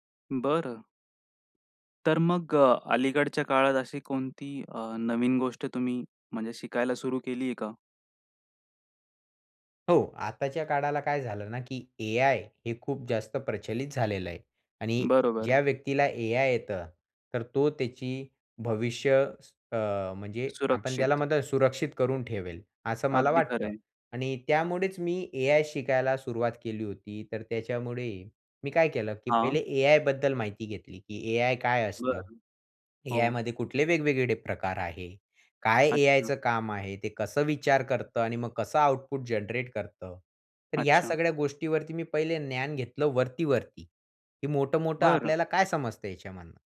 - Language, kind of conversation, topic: Marathi, podcast, स्वतःहून काहीतरी शिकायला सुरुवात कशी करावी?
- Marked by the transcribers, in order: tapping; other noise; in English: "आउटपुट जनरेट"